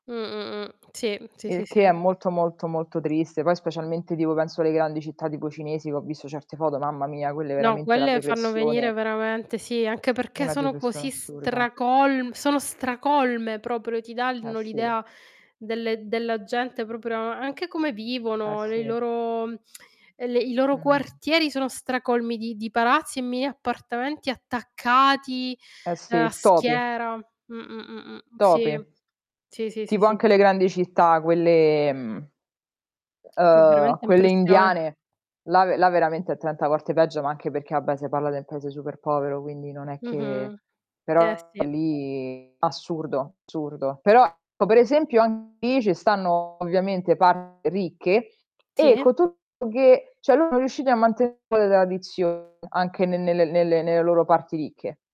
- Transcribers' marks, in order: tapping; distorted speech; static; other background noise; "danno" said as "dalno"; tsk; "assurdo" said as "surdo"; "cioè" said as "ceh"; other noise
- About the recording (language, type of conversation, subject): Italian, unstructured, Ti piacciono di più le città storiche o le metropoli moderne?